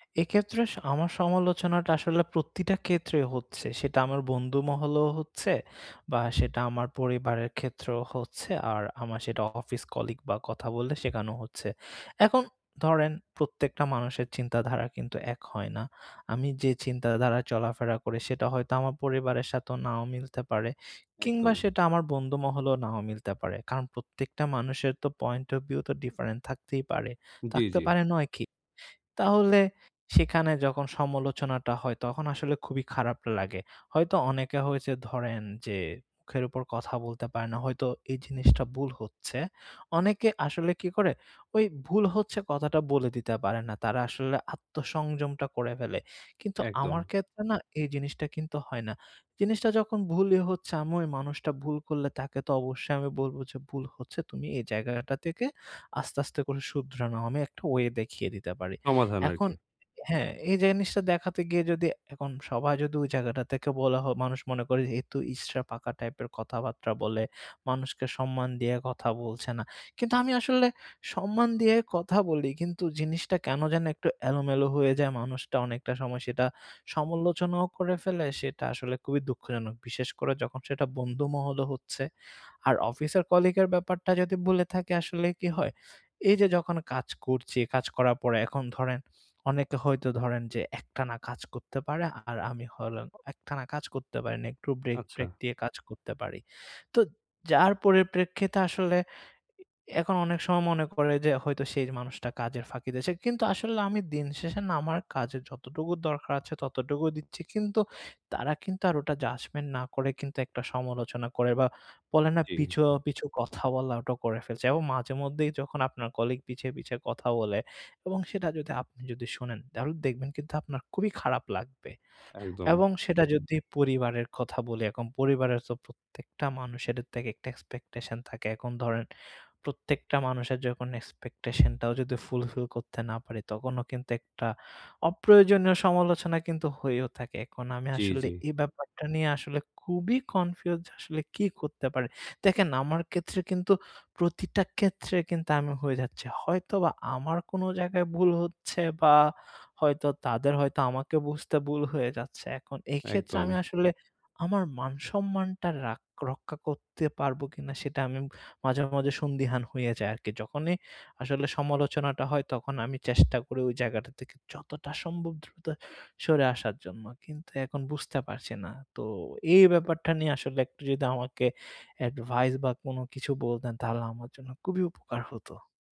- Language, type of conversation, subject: Bengali, advice, অপ্রয়োজনীয় সমালোচনার মুখে কীভাবে আত্মসম্মান বজায় রেখে নিজেকে রক্ষা করতে পারি?
- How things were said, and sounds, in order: tapping; "আমি" said as "আমু"; other background noise; "ইঁচড়ে" said as "ঈসড়া"; "বলে" said as "বুলে"; "ক্ষেত্রে" said as "কেত্রে"; "ভুল" said as "বুল"